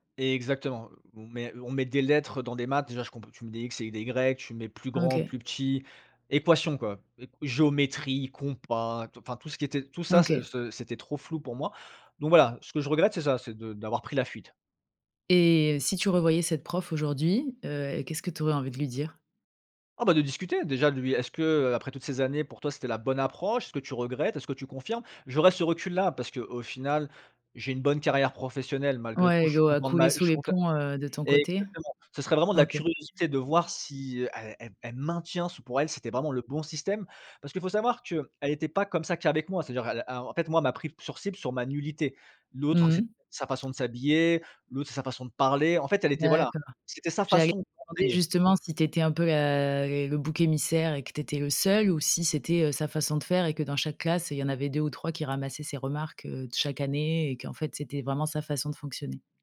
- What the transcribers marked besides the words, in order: other noise; tapping
- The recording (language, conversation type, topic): French, podcast, Quel professeur t’a le plus marqué, et pourquoi ?